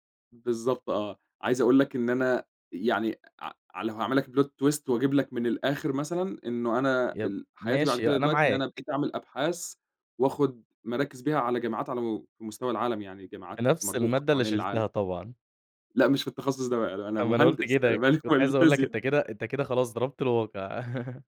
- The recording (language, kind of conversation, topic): Arabic, podcast, إمتى حصل معاك إنك حسّيت بخوف كبير وده خلّاك تغيّر حياتك؟
- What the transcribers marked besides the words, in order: in English: "plot twist"; laughing while speaking: "أنا مالي و مال الفيزيا؟"; chuckle